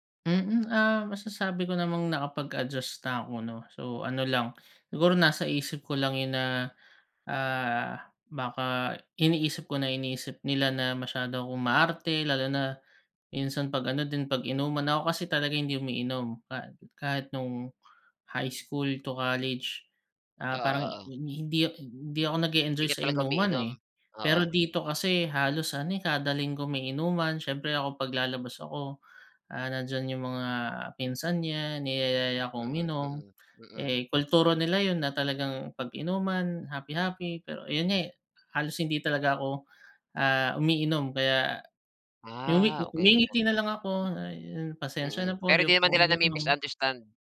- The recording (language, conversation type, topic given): Filipino, advice, Bakit nahihirapan kang tanggapin ang bagong pagkain o kultura ng iyong kapitbahay?
- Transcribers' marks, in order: none